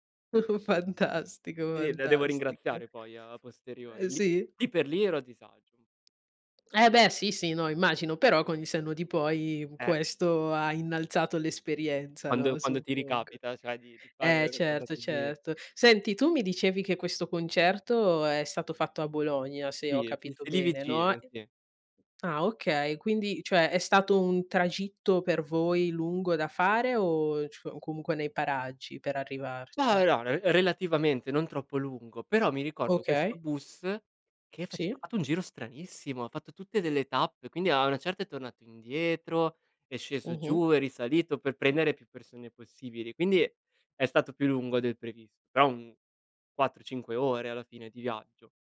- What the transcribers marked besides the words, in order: chuckle; laughing while speaking: "Fantastico, fantastic"; "cioè" said as "ceh"; other background noise; unintelligible speech
- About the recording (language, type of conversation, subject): Italian, podcast, Raccontami del primo concerto che hai visto dal vivo?